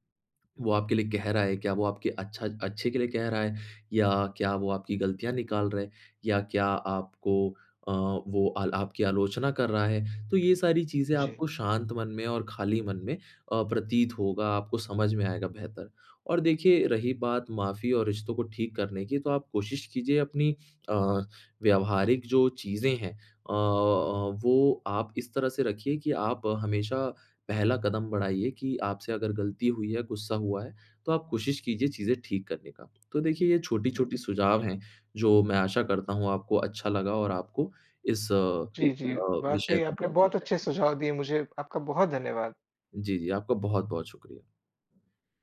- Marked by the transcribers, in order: none
- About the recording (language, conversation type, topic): Hindi, advice, जब मुझे अचानक गुस्सा आता है और बाद में अफसोस होता है, तो मैं इससे कैसे निपटूँ?